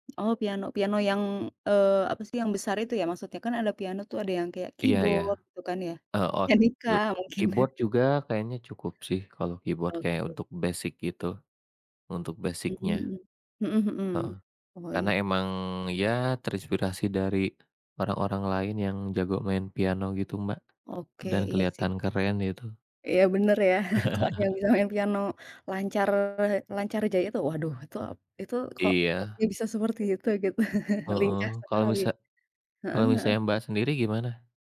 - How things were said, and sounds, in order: in English: "keyboard"; in English: "keyboard"; laughing while speaking: "pianika mungkin"; chuckle; in English: "keyboard"; chuckle; laugh; laugh
- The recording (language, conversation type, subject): Indonesian, unstructured, Mana yang lebih menantang: belajar bahasa asing atau mempelajari alat musik?